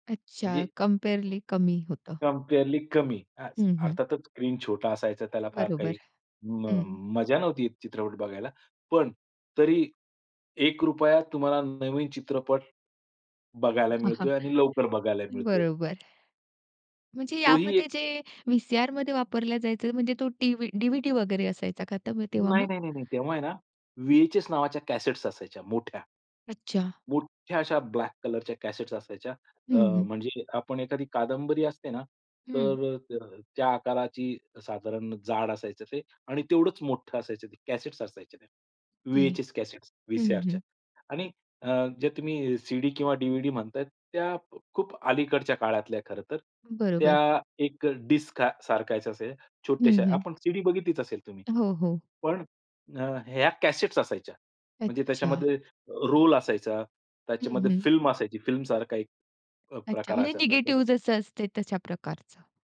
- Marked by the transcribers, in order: other background noise; laughing while speaking: "हां, हां"; tapping; in English: "फिल्म"; in English: "फिल्म"
- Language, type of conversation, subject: Marathi, podcast, मालिका आणि चित्रपटांचे प्रवाहचित्रण आल्यामुळे प्रेक्षकांचा अनुभव कसा बदलला, हे तू स्पष्ट करशील का?